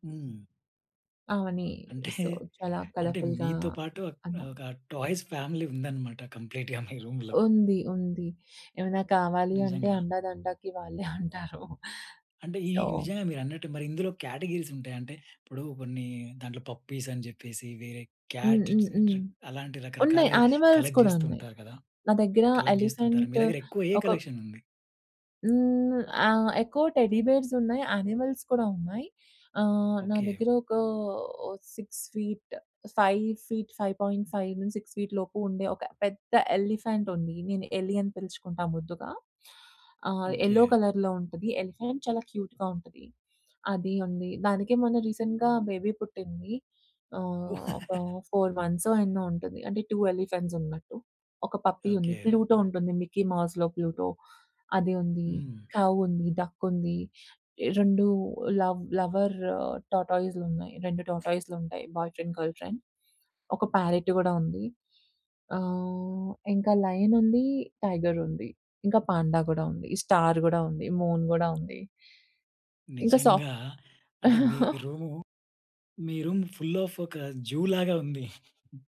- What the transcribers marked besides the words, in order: in English: "సో"; in English: "కలర్ఫుల్‌గా"; in English: "టాయ్స్ ఫ్యామిలీ"; in English: "కంప్లీట్‌గా"; in English: "రూమ్‌లో"; giggle; in English: "సో"; in English: "కాటగరీస్"; in English: "పప్పీస్"; in English: "క్యాట్"; other noise; in English: "కలెక్ట్"; in English: "యానిమల్స్"; in English: "కలెక్ట్"; in English: "ఎలిఫెంట్"; in English: "కలెక్షన్"; in English: "టెడ్డీ బేర్స్"; in English: "యానిమల్స్"; in English: "సిక్స్ ఫీట్ ఫైవ్ ఫీట్, ఫైవ్ పాయింట్ ఫైవ్ సిక్స్ ఫీట్"; in English: "ఎలిఫెంట్"; in English: "యెల్లో కలర్‌లో"; in English: "ఎలిఫెంట్"; in English: "క్యూట్‌గా"; in English: "రీసెంట్‌గా బేబీ"; laugh; in English: "ఫోర్ మంత్స్"; in English: "టు ఎలిఫెంట్స్"; in English: "పప్పీ"; in English: "కౌ"; in English: "డక్"; in English: "లవ్ లవర్ టార్టోస్"; in English: "బాయ్ ఫ్రెండ్, గర్ల్ ఫ్రెండ్"; in English: "ప్యారట్"; in English: "లయన్"; in English: "టైగర్"; in English: "పాండ"; in English: "స్టార్"; tapping; in English: "మూన్"; other background noise; in English: "సాఫ్ట్"; giggle; in English: "రూమ్ ఫుల్ ఆఫ్"
- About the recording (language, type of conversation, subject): Telugu, podcast, నీ అల్మారీలో తప్పక ఉండాల్సిన ఒక వస్తువు ఏది?